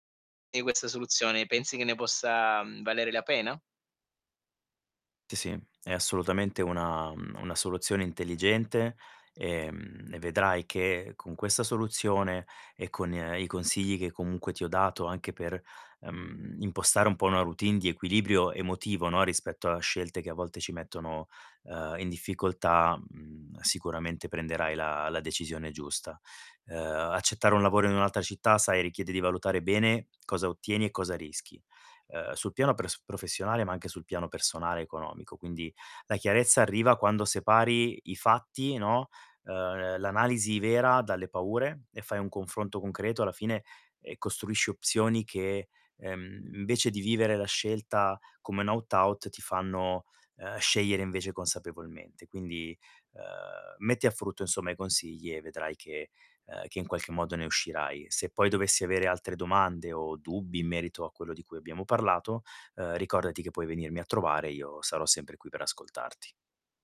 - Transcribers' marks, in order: distorted speech
- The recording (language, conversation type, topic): Italian, advice, Dovrei accettare un’offerta di lavoro in un’altra città?
- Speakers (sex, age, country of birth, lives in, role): male, 40-44, Italy, Germany, user; male, 40-44, Italy, Italy, advisor